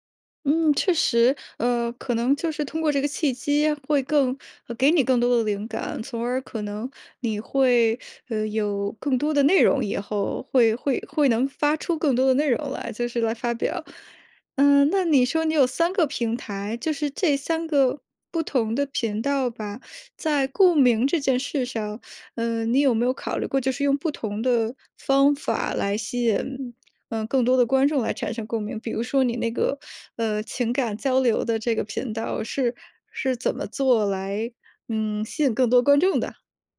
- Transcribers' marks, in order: teeth sucking; other background noise; teeth sucking
- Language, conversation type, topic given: Chinese, podcast, 你怎么让观众对作品产生共鸣?